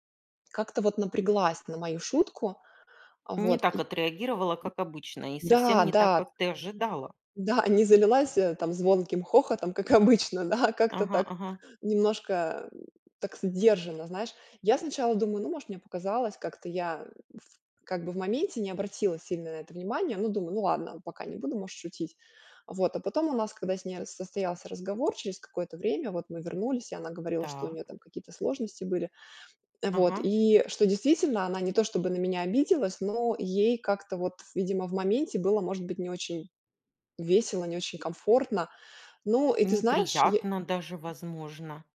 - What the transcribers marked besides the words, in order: other background noise; tapping; laughing while speaking: "как обычно, да"; grunt
- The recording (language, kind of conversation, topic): Russian, podcast, Как вы используете юмор в разговорах?